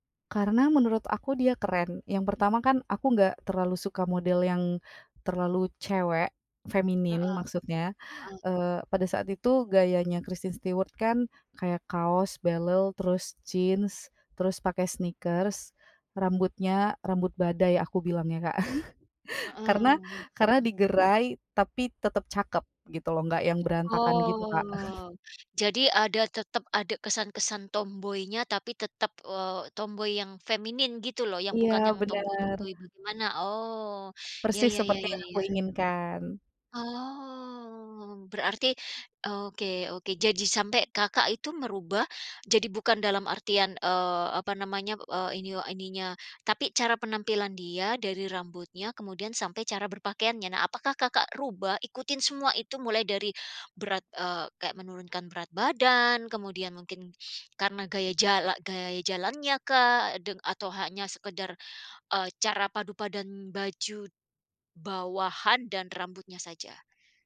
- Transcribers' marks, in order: tapping; chuckle; other background noise; chuckle; drawn out: "Oh"; "Jadi" said as "jaji"; "mengubah" said as "merubah"
- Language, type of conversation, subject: Indonesian, podcast, Bagaimana media sosial mengubah cara kamu menampilkan diri?
- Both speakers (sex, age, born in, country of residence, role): female, 25-29, Indonesia, Indonesia, guest; female, 45-49, Indonesia, United States, host